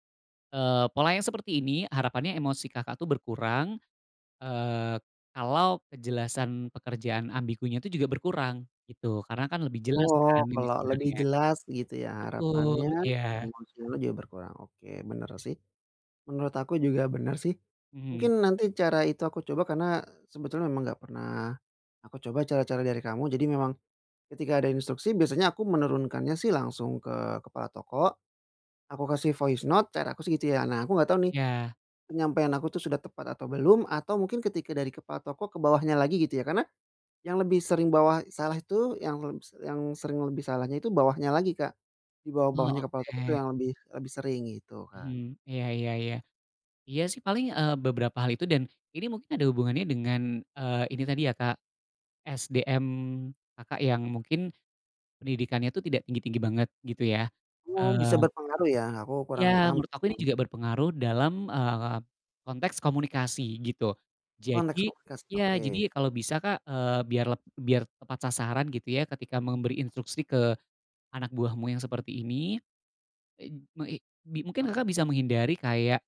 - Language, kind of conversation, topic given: Indonesian, advice, Bagaimana cara mengelola emosi agar tetap fokus setiap hari?
- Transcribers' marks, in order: in English: "voice note"